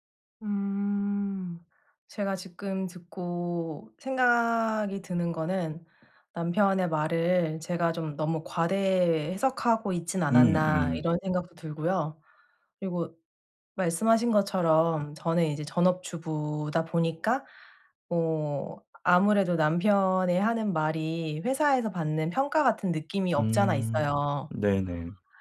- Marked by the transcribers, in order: tapping
- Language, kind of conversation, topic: Korean, advice, 피드백을 들을 때 제 가치와 의견을 어떻게 구분할 수 있을까요?